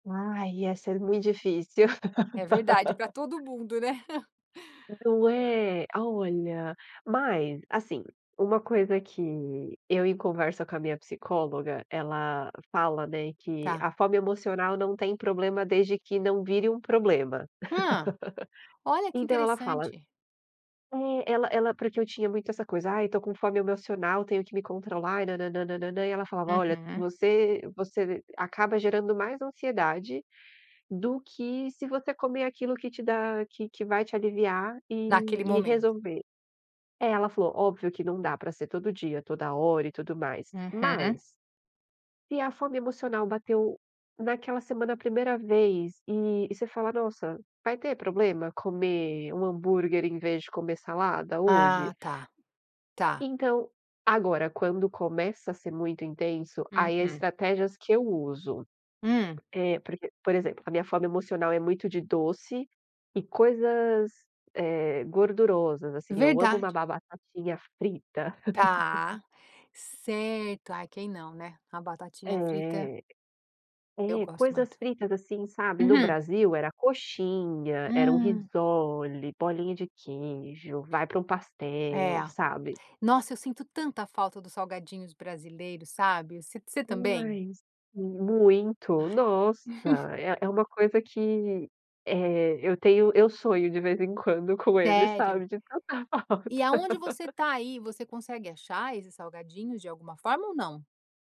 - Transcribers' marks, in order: laugh; chuckle; laugh; tapping; laugh; other background noise; chuckle; laughing while speaking: "falta"; laugh
- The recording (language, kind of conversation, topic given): Portuguese, podcast, Como lidar com a fome emocional sem atacar a geladeira?
- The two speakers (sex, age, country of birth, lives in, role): female, 30-34, Brazil, Sweden, guest; female, 50-54, United States, United States, host